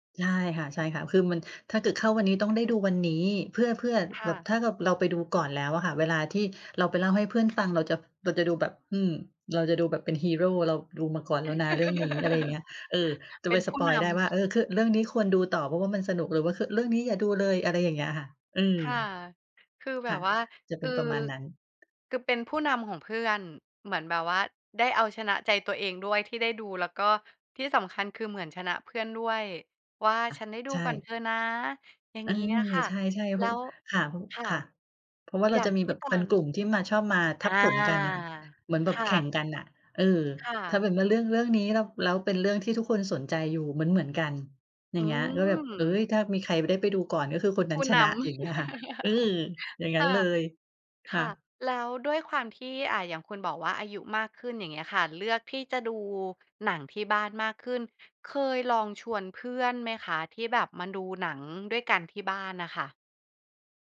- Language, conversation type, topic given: Thai, podcast, การดูหนังในโรงกับดูที่บ้านต่างกันยังไงสำหรับคุณ?
- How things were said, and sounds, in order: chuckle; chuckle